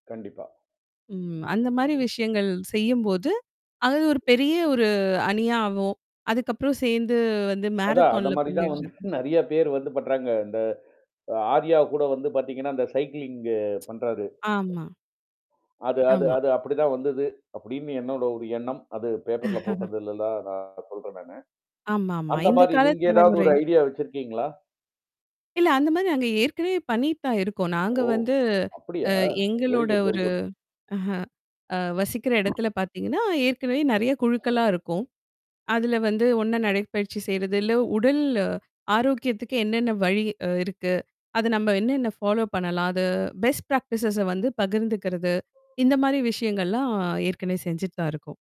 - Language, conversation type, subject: Tamil, podcast, தினசரி நடைபயிற்சி உங்கள் மனநிலையை எப்படிப் மாற்றுகிறது?
- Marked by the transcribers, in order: other background noise; in English: "மேரத்தான்ல"; chuckle; other noise; in English: "பேப்பர்ல"; laugh; distorted speech; in English: "ஐடியா"; surprised: "ஓ! அப்படியா"; in English: "வெரி குட் வெரி குட்"; tapping; in English: "ஃபாலோ"; in English: "பெஸ்ட் ப்ராக்டிஸஸ"